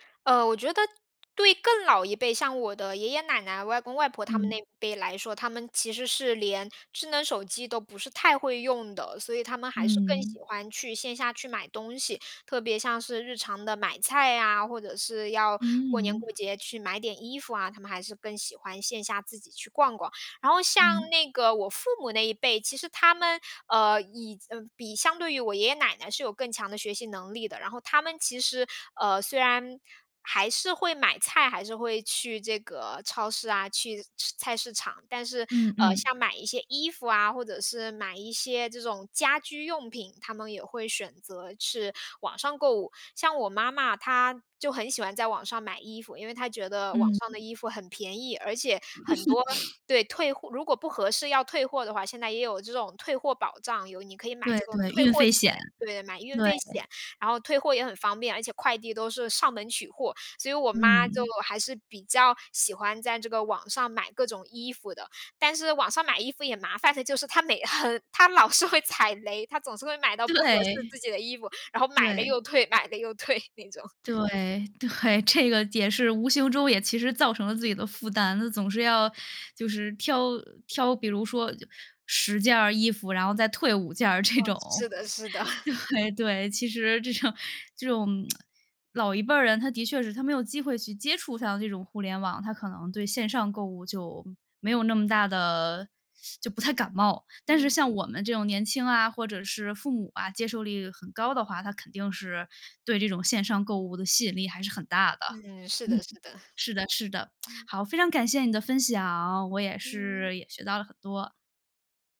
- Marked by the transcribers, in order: other background noise; laugh; joyful: "麻烦的就是"; laughing while speaking: "老是会踩雷"; joyful: "她总是会买到不合适自 … 买了又退，那种"; joyful: "对"; laughing while speaking: "对，这个"; laughing while speaking: "这种。对，对"; chuckle; laughing while speaking: "这种"; tsk; teeth sucking; lip smack
- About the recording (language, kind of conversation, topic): Chinese, podcast, 你怎么看线上购物改变消费习惯？